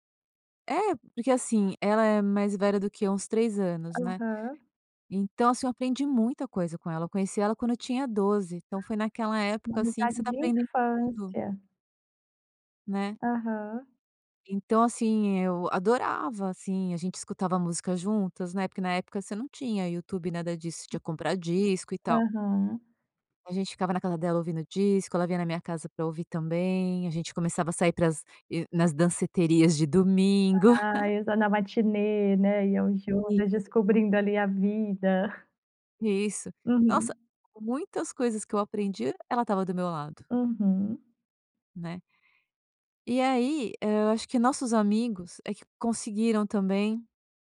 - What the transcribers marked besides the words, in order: tapping; chuckle
- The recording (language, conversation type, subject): Portuguese, podcast, Como podemos reconstruir amizades que esfriaram com o tempo?